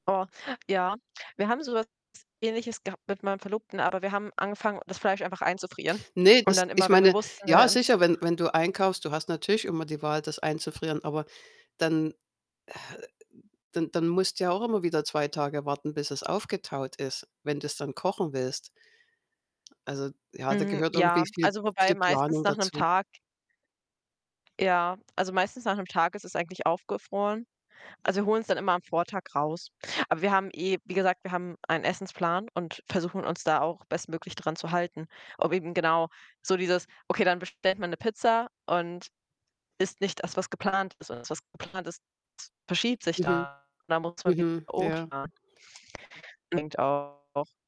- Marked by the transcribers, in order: other background noise; distorted speech; unintelligible speech
- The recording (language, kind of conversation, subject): German, unstructured, Wie stehst du zur Lebensmittelverschwendung?